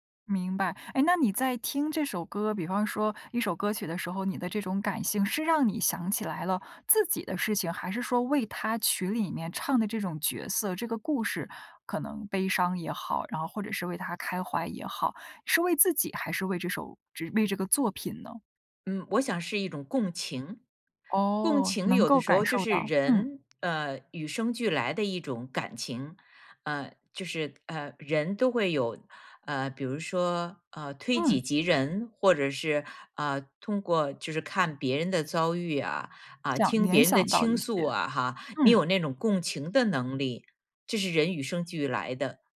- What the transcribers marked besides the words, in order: none
- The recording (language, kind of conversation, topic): Chinese, podcast, 如果你只能再听一首歌，你最后想听哪一首？